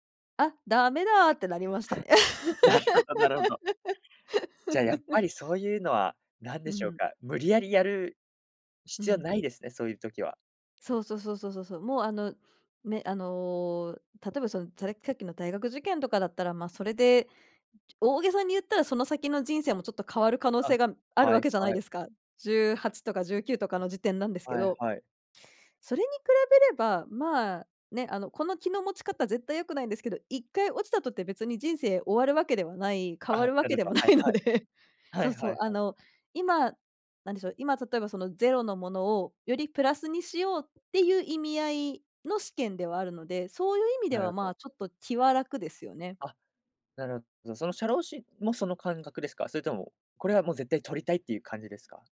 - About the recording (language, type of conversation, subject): Japanese, podcast, これから学びたいことは何ですか？
- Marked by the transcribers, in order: other background noise; laugh; laughing while speaking: "ないので"